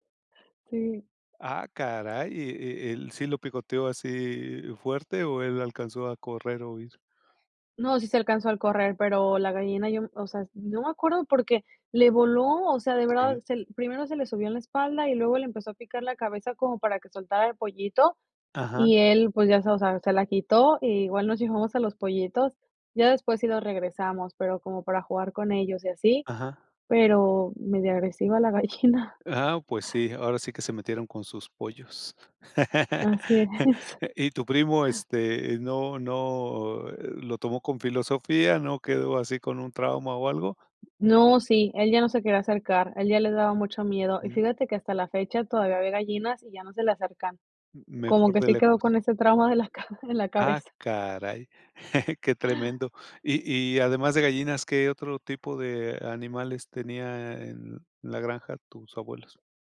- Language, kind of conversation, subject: Spanish, podcast, ¿Tienes alguna anécdota de viaje que todo el mundo recuerde?
- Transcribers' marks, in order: laughing while speaking: "gallina"; laughing while speaking: "es"; laugh; laughing while speaking: "ca en la cabeza"; chuckle